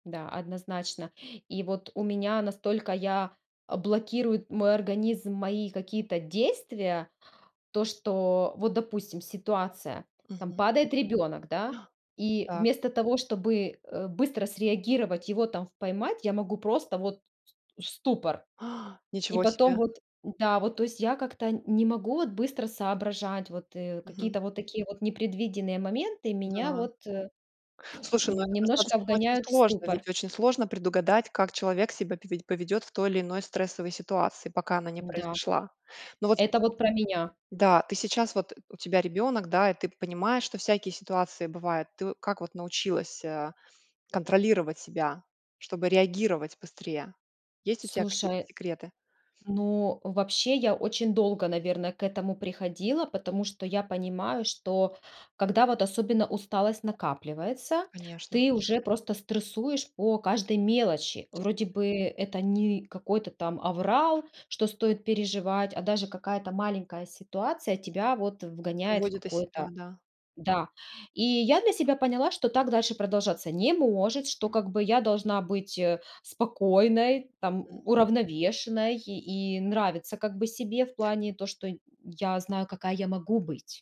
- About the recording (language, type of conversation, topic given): Russian, podcast, Как ты справляешься со стрессом в обычный день?
- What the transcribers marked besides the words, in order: inhale; other background noise; tapping